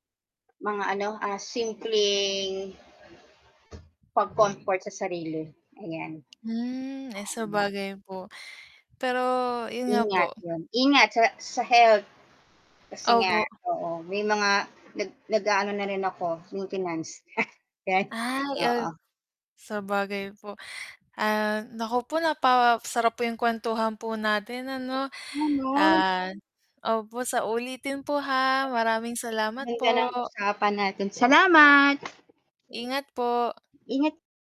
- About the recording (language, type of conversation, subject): Filipino, unstructured, Paano mo ipinagdiriwang ang tagumpay sa trabaho?
- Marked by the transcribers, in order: static; other street noise; chuckle; unintelligible speech; unintelligible speech; tapping